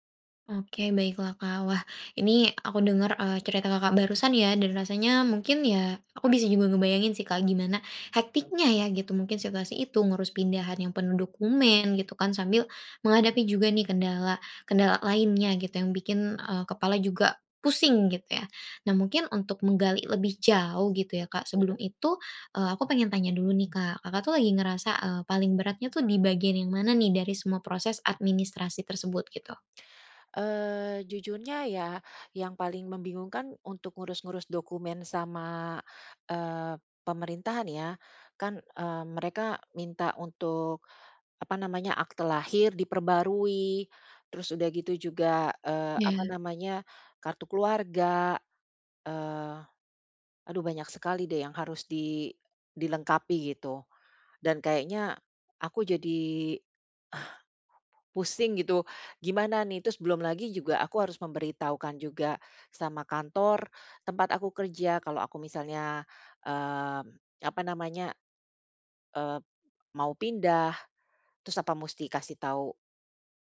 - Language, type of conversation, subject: Indonesian, advice, Apa saja masalah administrasi dan dokumen kepindahan yang membuat Anda bingung?
- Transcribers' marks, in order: none